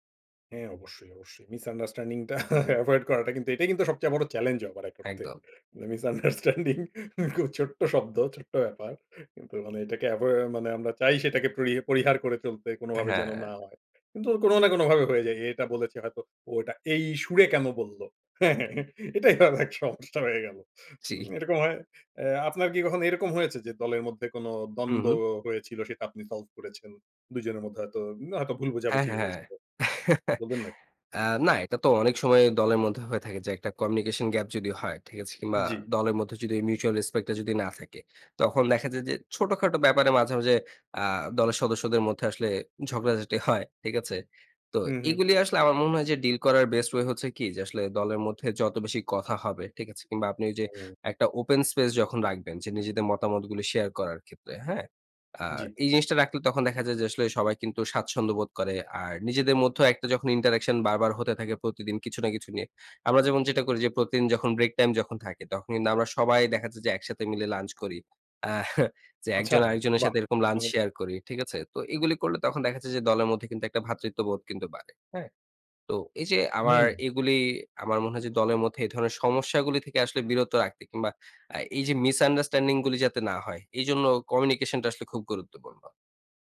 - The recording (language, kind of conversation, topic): Bengali, podcast, কীভাবে দলের মধ্যে খোলামেলা যোগাযোগ রাখা যায়?
- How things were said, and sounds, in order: laughing while speaking: "মিসআন্ডারস্ট্যান্ডিং টা"; laughing while speaking: "মিসআন্ডারস্ট্যান্ডিং খুব ছোট্ট শব্দ, ছোট্ট ব্যাপার"; laughing while speaking: "হ্যাঁ, হ্যাঁ, হ্যাঁ এটাই অনেক সমস্যা হয়ে গেল"; chuckle; in English: "কমিউনিকেশন গ্যাপ"; in English: "মিউচুয়াল রেসপেক্ট"; in English: "ওপেন স্পেস"; in English: "ইন্টারেকশন"; laughing while speaking: "আহ"; tapping; in English: "কমিউনিকেশন"